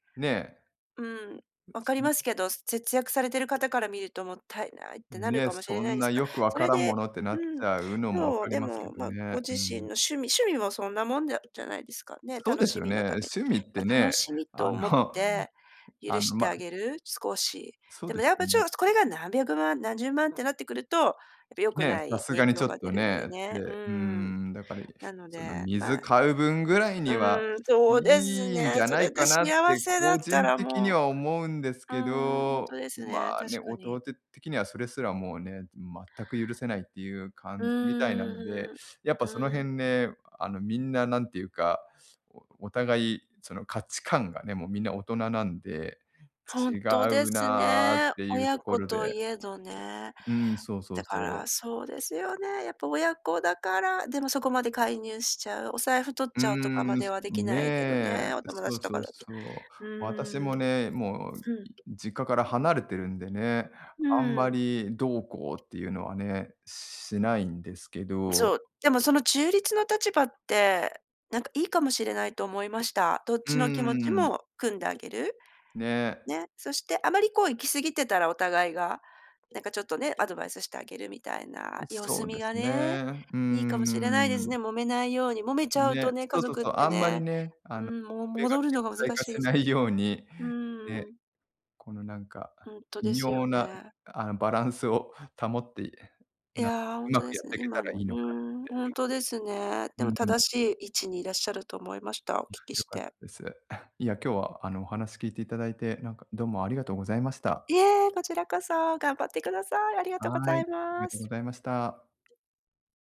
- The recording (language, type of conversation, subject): Japanese, advice, 家族の価値観と自分の考えが対立しているとき、大きな決断をどうすればよいですか？
- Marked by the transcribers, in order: unintelligible speech; other background noise; "ちょっと" said as "ちょっ"; tapping; laughing while speaking: "顕在化しないように"; throat clearing